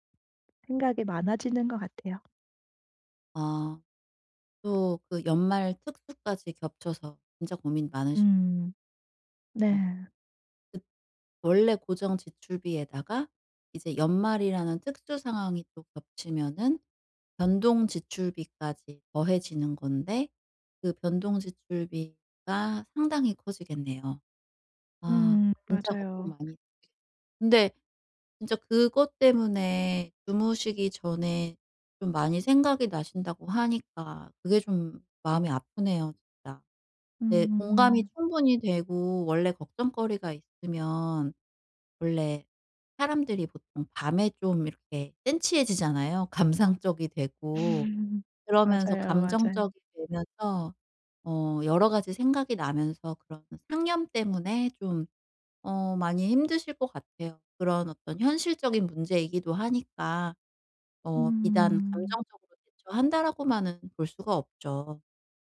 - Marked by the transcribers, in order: tapping; "센티해지잖아요" said as "센치해지잖아요"; laugh
- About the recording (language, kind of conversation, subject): Korean, advice, 경제적 불안 때문에 잠이 안 올 때 어떻게 관리할 수 있을까요?